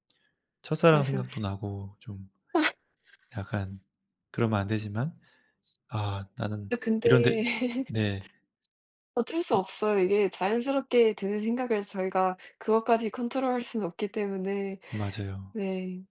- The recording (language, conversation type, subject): Korean, unstructured, 누군가를 사랑하다가 마음이 식었다고 느낄 때 어떻게 하는 게 좋을까요?
- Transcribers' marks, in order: laughing while speaking: "아"; tapping; laugh